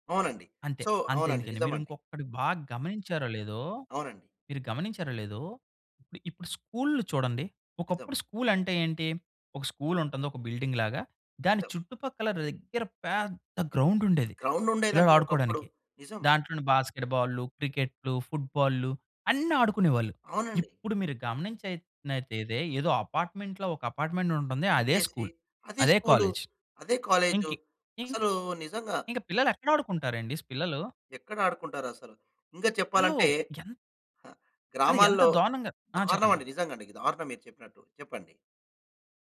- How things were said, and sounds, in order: in English: "సో"; tapping; in English: "బిల్డింగ్"; stressed: "పెద్ద"; in English: "గ్రౌండ్"; in English: "గ్రౌండ్"; "గమనించినట్టైతే" said as "గమనించైనాతెదే"; in English: "అపార్ట్మెంట్‌లో"; other noise
- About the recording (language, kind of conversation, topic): Telugu, podcast, చిన్నప్పుడే నువ్వు ఎక్కువగా ఏ ఆటలు ఆడేవావు?